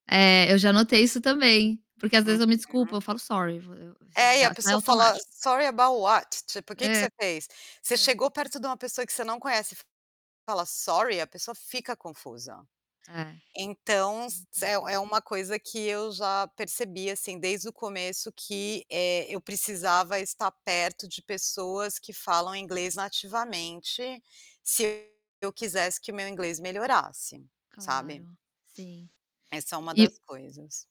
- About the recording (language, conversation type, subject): Portuguese, podcast, Como você enfrenta o medo de passar vergonha quando erra?
- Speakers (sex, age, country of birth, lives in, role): female, 40-44, Brazil, United States, host; female, 45-49, Brazil, United States, guest
- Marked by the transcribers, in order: distorted speech; in English: "Sorry"; in English: "Sorry about what?"; tapping; in English: "Sorry"; static; other noise